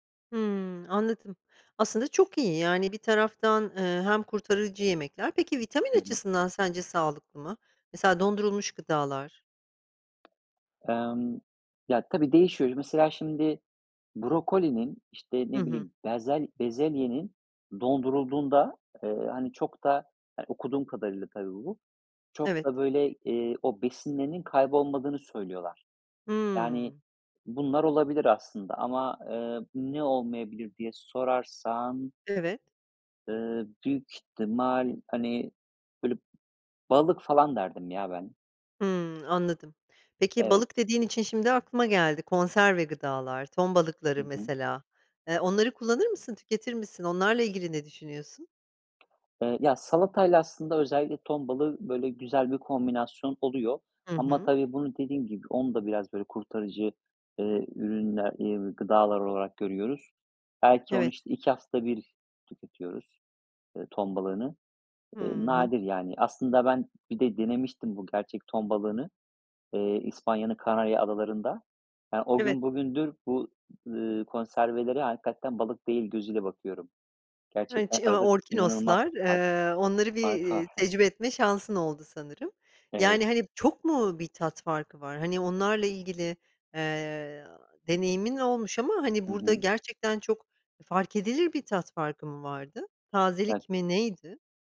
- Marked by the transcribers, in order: tapping; other background noise; chuckle; unintelligible speech
- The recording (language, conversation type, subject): Turkish, podcast, Gıda israfını azaltmanın en etkili yolları hangileridir?